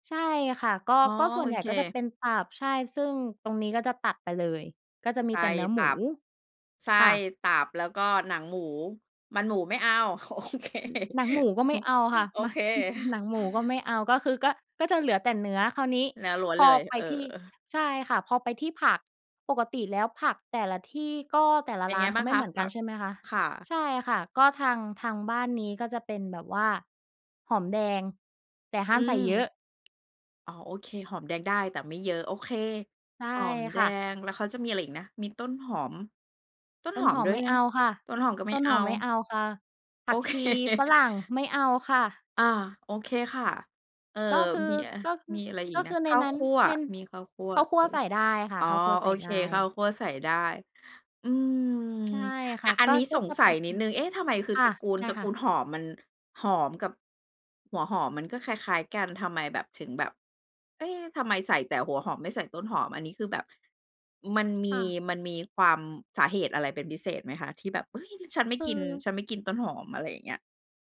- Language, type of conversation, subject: Thai, podcast, คุณชอบทำอาหารมื้อเย็นเมนูไหนมากที่สุด แล้วมีเรื่องราวอะไรเกี่ยวกับเมนูนั้นบ้าง?
- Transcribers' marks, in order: other background noise; laughing while speaking: "โอเค"; chuckle; laughing while speaking: "เค"